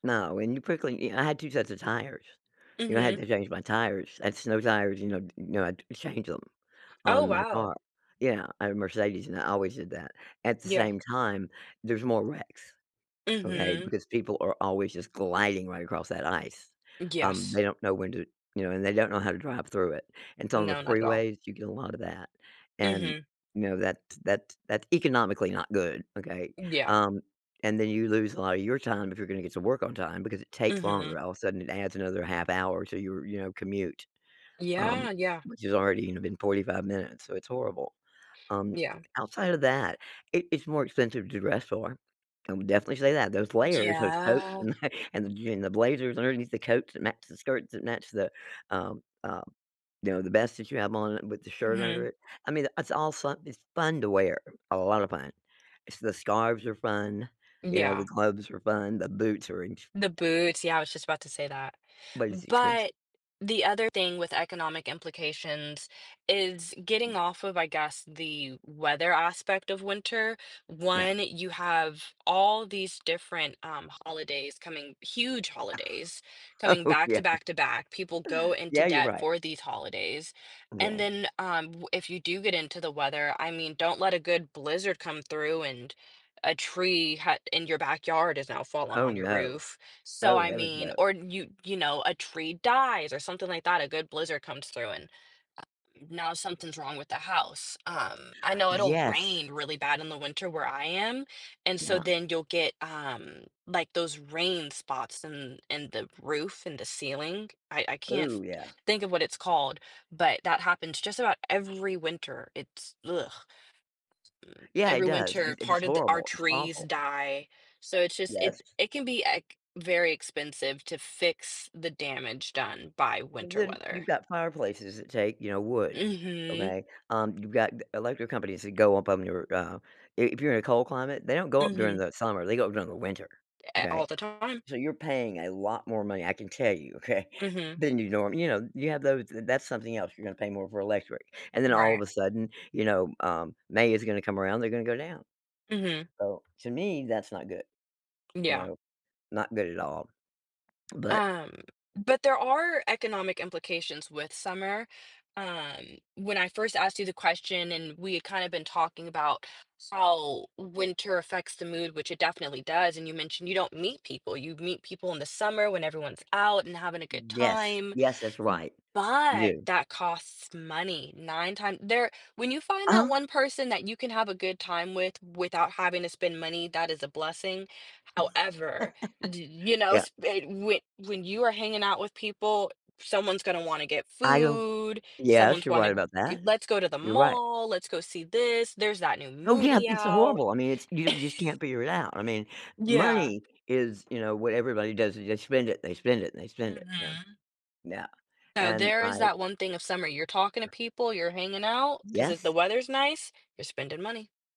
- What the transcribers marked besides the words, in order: tapping; drawn out: "Yeah"; chuckle; other background noise; scoff; laughing while speaking: "Oh, yeah"; laugh; other noise; laugh; laugh
- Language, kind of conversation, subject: English, unstructured, Which do you prefer, summer or winter?